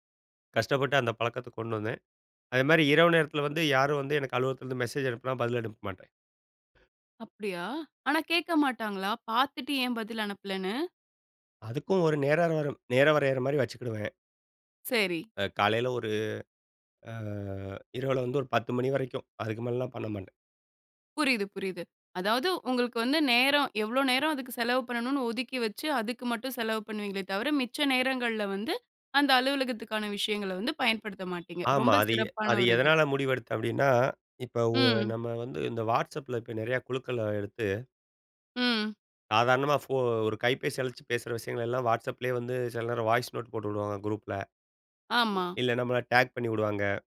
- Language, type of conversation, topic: Tamil, podcast, வாட்ஸ்‑அப் அல்லது மெஸேஞ்சரைப் பயன்படுத்தும் பழக்கத்தை நீங்கள் எப்படி நிர்வகிக்கிறீர்கள்?
- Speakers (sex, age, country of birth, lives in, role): female, 25-29, India, India, host; male, 40-44, India, India, guest
- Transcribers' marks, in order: in English: "மெசேஜ்"; "நேர்களாம்" said as "நேரராம்"; drawn out: "அ"; other street noise; in English: "வாய்ஸ் நோட்"; in English: "குரூப்ல"; in English: "டாக்"